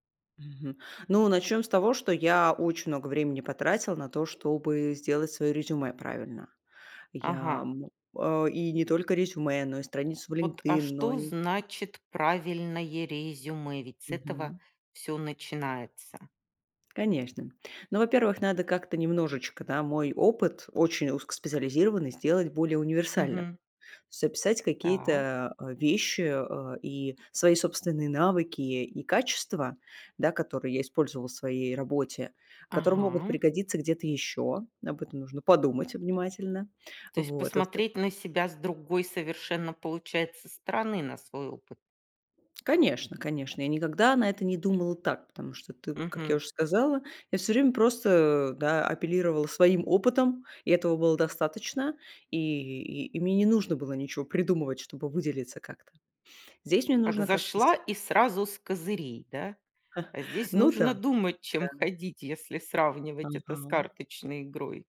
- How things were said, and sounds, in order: laughing while speaking: "Ага"; other background noise; tapping; chuckle
- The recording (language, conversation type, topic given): Russian, podcast, Как вы обычно готовитесь к собеседованию?